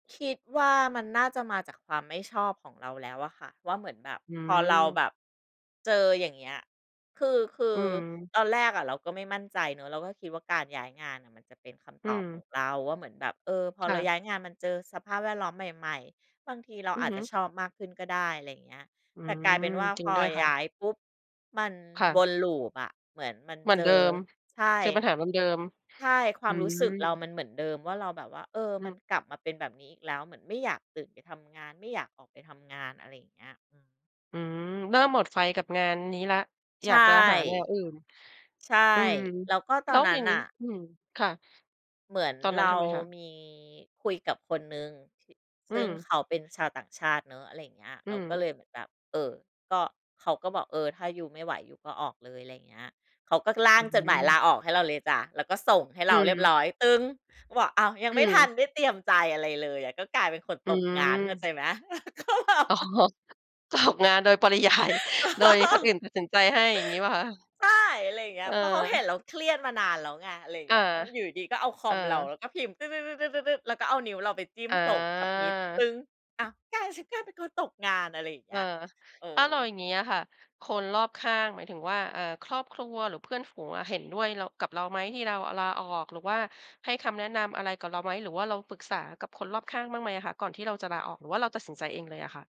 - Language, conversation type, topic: Thai, podcast, คุณตัดสินใจลาออกจากงานที่มั่นคงไปทำสิ่งที่รักได้อย่างไร?
- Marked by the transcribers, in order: tapping; other background noise; other noise; chuckle; laughing while speaking: "ก็แบบ"; chuckle; laughing while speaking: "อ๋อ"; laughing while speaking: "ปริยาย"; laugh; in English: "submit"